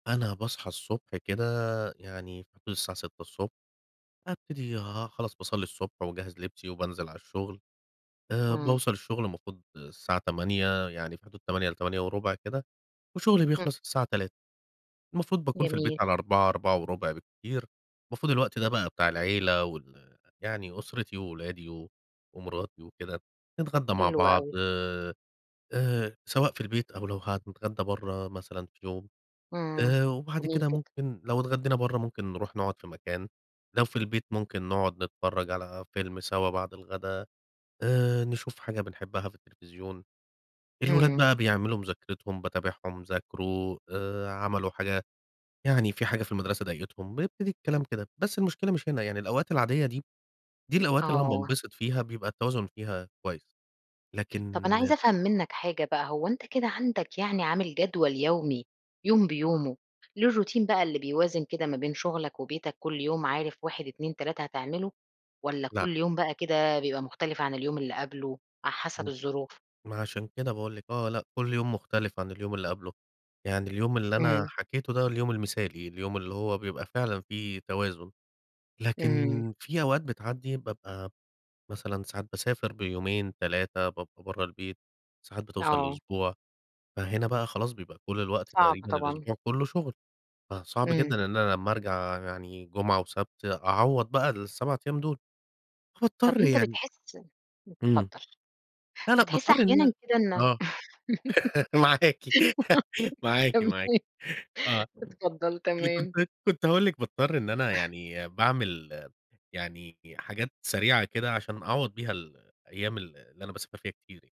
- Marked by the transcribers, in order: unintelligible speech; other background noise; in English: "الروتين"; laugh; laughing while speaking: "معاكِ، معاكِ معاكِ. آه، اللي كنت كنت هاقول لِك"; giggle; laughing while speaking: "تمام اتفضل تمام"; chuckle
- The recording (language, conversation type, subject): Arabic, podcast, كيف بتوازن بين الشغل والعيلة؟